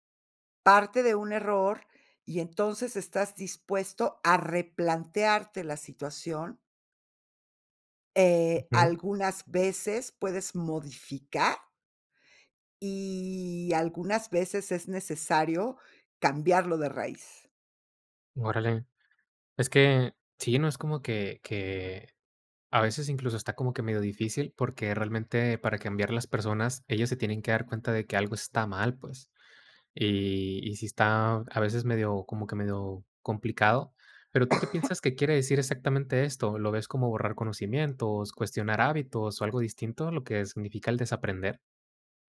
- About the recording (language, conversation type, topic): Spanish, podcast, ¿Qué papel cumple el error en el desaprendizaje?
- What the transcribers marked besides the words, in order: cough; other background noise